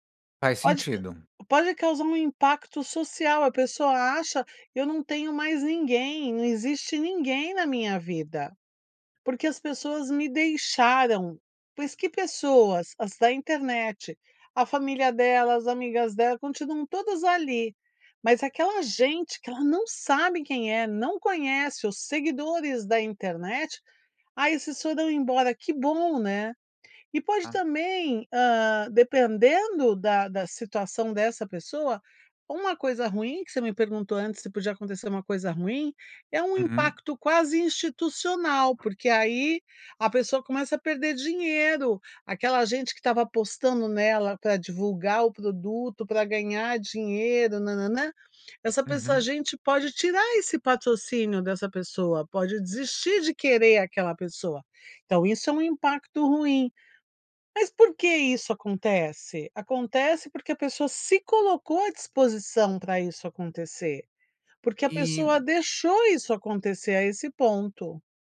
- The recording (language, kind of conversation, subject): Portuguese, podcast, O que você pensa sobre o cancelamento nas redes sociais?
- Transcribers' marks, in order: none